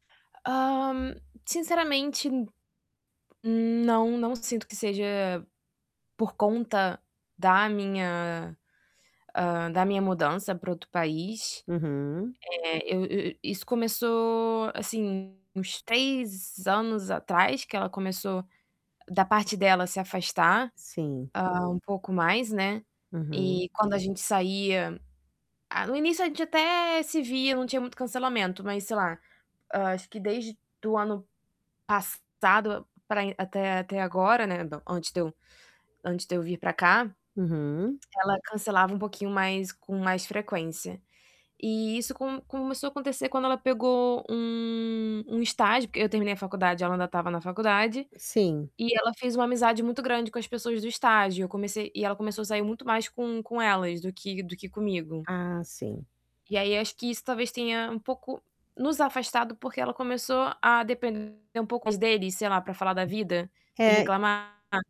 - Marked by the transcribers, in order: tapping; distorted speech; other background noise; static
- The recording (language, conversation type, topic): Portuguese, advice, Por que meus amigos sempre cancelam os planos em cima da hora?